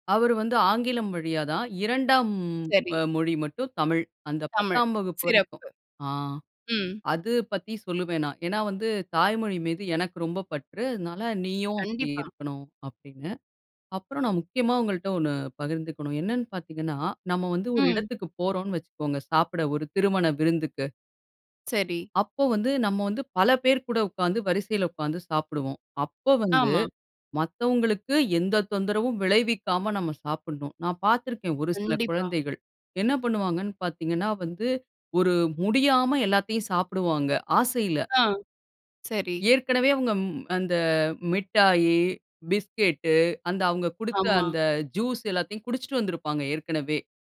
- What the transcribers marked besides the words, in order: other background noise
- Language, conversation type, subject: Tamil, podcast, பிள்ளைகளுக்கு முதலில் எந்த மதிப்புகளை கற்றுக்கொடுக்க வேண்டும்?